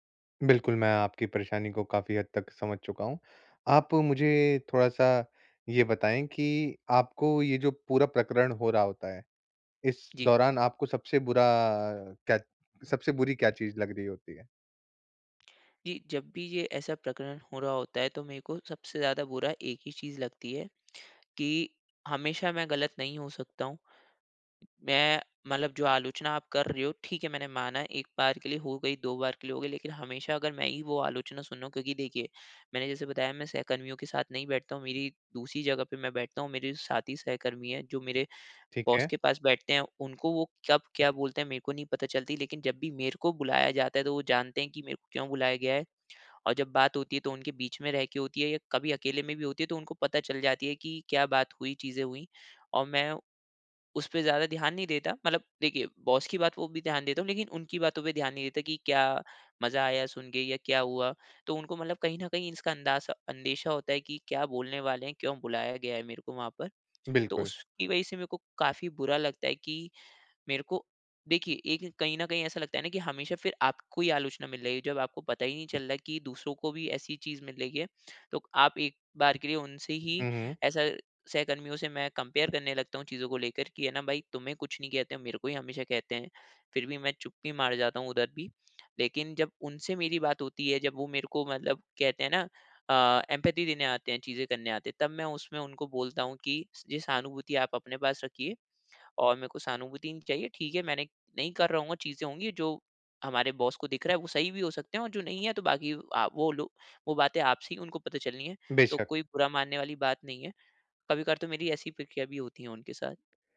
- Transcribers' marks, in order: in English: "बॉस"; in English: "बॉस"; in English: "कंपेयर"; in English: "एम्पैथी"; in English: "बॉस"
- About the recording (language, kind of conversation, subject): Hindi, advice, मैं आलोचना के दौरान शांत रहकर उससे कैसे सीख सकता/सकती हूँ और आगे कैसे बढ़ सकता/सकती हूँ?